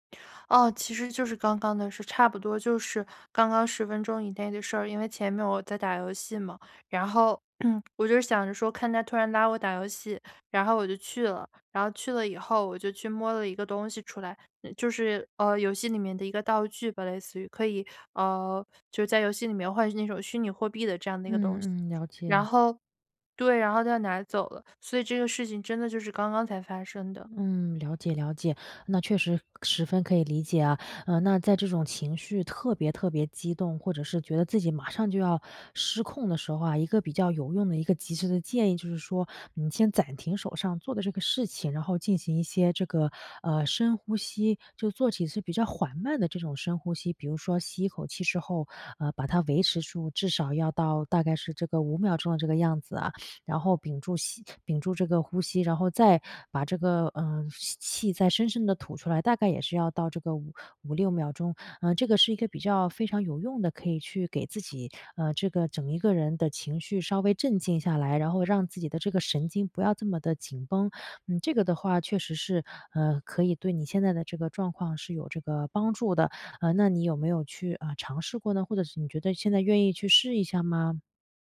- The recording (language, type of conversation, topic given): Chinese, advice, 我情绪失控时，怎样才能立刻稳定下来？
- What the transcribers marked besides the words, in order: throat clearing; sniff